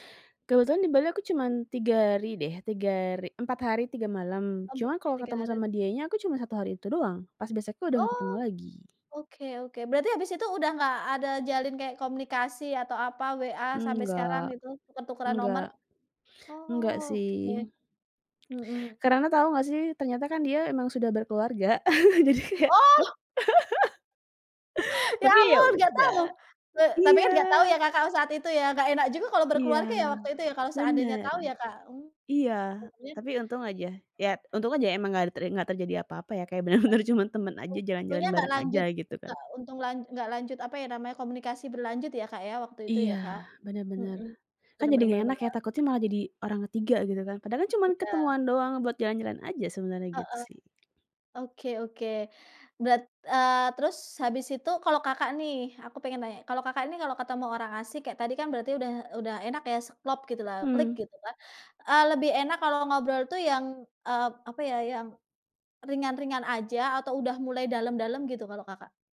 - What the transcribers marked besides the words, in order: other noise; other background noise; laughing while speaking: "berkeluarga, jadi kayak"; surprised: "Oh"; laugh; inhale; laughing while speaking: "bener-bener"; tapping
- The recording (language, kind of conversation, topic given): Indonesian, podcast, Pernah nggak kamu tiba-tiba merasa cocok dengan orang asing, dan bagaimana kejadiannya?
- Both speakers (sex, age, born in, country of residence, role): female, 30-34, Indonesia, Indonesia, host; female, 35-39, Indonesia, Indonesia, guest